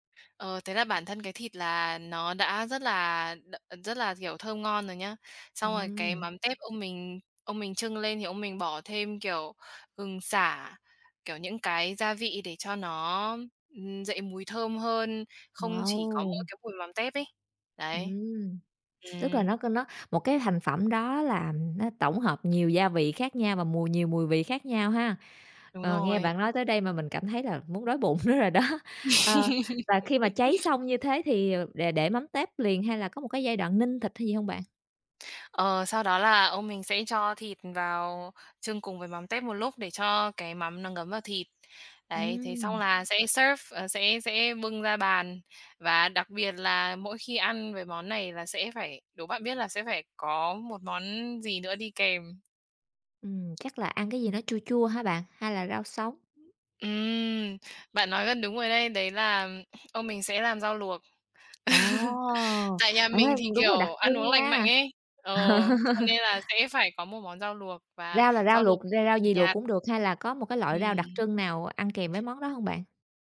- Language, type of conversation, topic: Vietnamese, podcast, Gia đình bạn có món ăn truyền thống nào không?
- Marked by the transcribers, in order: tapping; other background noise; laughing while speaking: "nữa rồi đó"; laugh; in English: "serve"; laugh; laugh